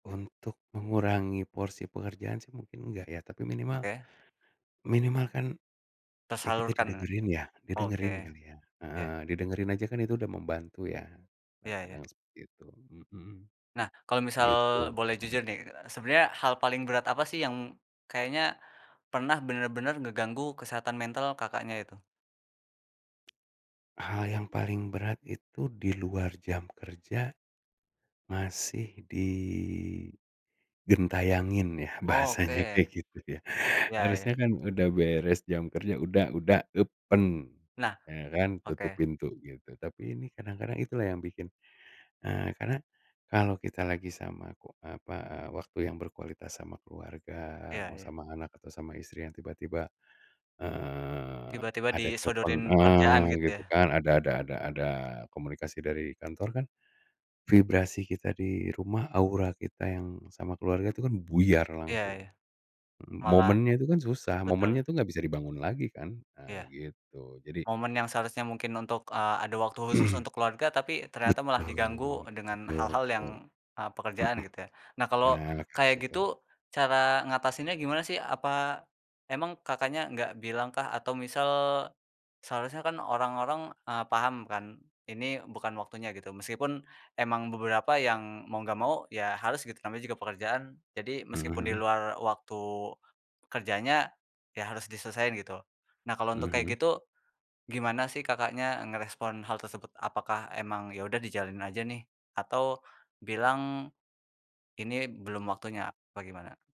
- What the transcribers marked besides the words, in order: tapping; throat clearing
- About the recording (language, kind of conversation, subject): Indonesian, podcast, Bagaimana kamu menjaga kesehatan mental saat masalah datang?